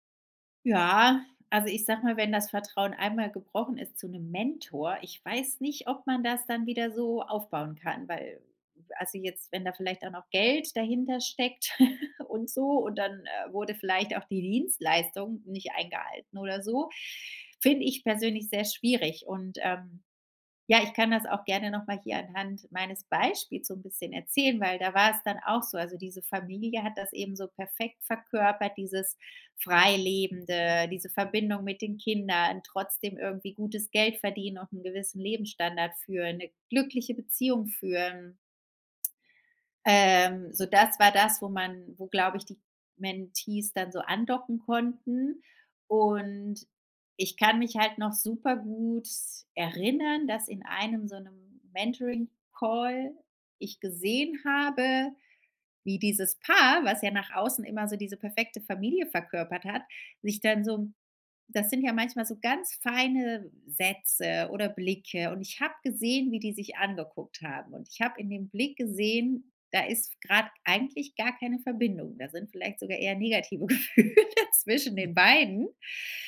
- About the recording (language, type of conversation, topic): German, podcast, Welche Rolle spielt Vertrauen in Mentoring-Beziehungen?
- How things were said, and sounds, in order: drawn out: "Ja"; stressed: "Mentor"; giggle; inhale; drawn out: "Und"; drawn out: "gut"; laughing while speaking: "Gefühle"; other noise